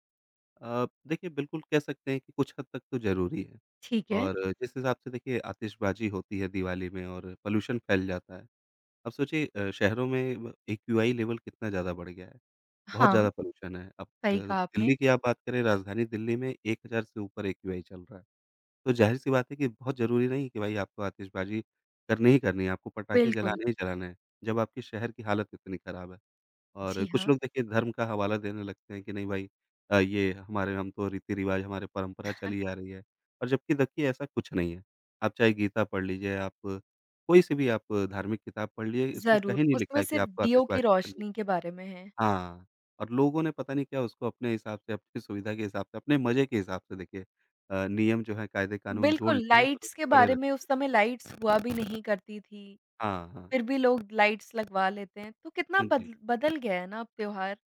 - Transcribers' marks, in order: tapping; in English: "पॉल्यूशन"; in English: "लेवल"; in English: "पॉल्यूशन"; chuckle; laughing while speaking: "अपनी"; other noise; in English: "लाइट्स"; other background noise; in English: "लाइट्स"; in English: "लाइट्स"
- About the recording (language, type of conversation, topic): Hindi, podcast, कौन-सा त्योहार आपको सबसे ज़्यादा भावनात्मक रूप से जुड़ा हुआ लगता है?